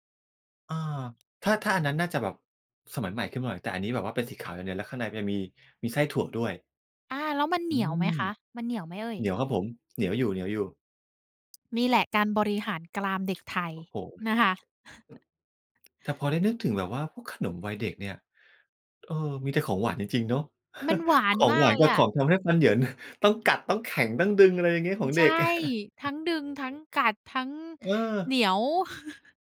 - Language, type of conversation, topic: Thai, podcast, ขนมแบบไหนที่พอได้กลิ่นหรือได้ชิมแล้วทำให้คุณนึกถึงตอนเป็นเด็ก?
- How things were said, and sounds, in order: tapping; other background noise; chuckle; chuckle; chuckle